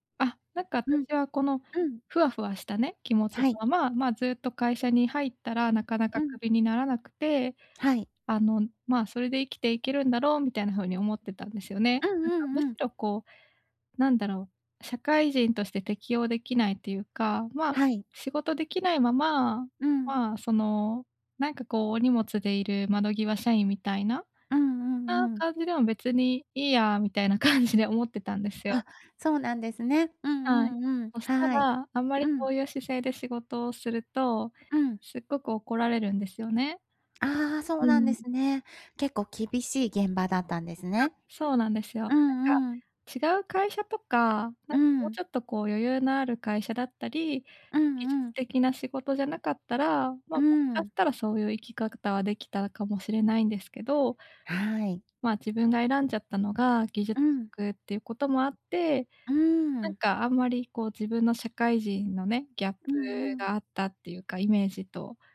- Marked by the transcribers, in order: laughing while speaking: "感じで"; "生き方" said as "いきかくた"
- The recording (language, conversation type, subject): Japanese, advice, どうすれば批判を成長の機会に変える習慣を身につけられますか？